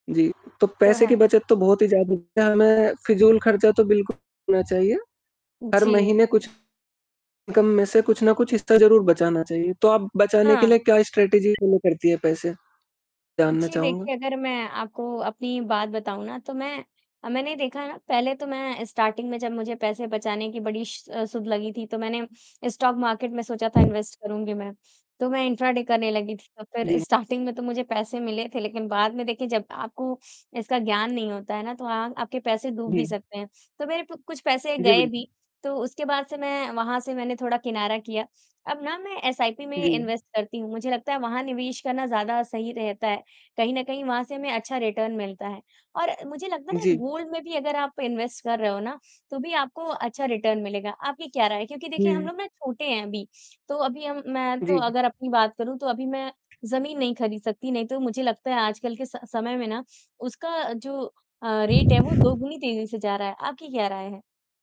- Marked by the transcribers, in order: mechanical hum; distorted speech; tapping; other background noise; in English: "इन्कम"; in English: "स्ट्रैटिजी फ़ॉलो"; in English: "स्टार्टिंग"; in English: "स्टॉक मार्केट"; in English: "इन्वेस्ट"; wind; in English: "इंट्राडे"; in English: "स्टार्टिंग"; in English: "इन्वेस्ट"; in English: "रिटर्न"; in English: "गोल्ड"; in English: "इन्वेस्ट"; in English: "रिटर्न"; in English: "रेट"
- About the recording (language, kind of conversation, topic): Hindi, unstructured, आपको पैसे की बचत क्यों ज़रूरी लगती है?
- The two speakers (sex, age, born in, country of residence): female, 20-24, India, India; male, 20-24, India, India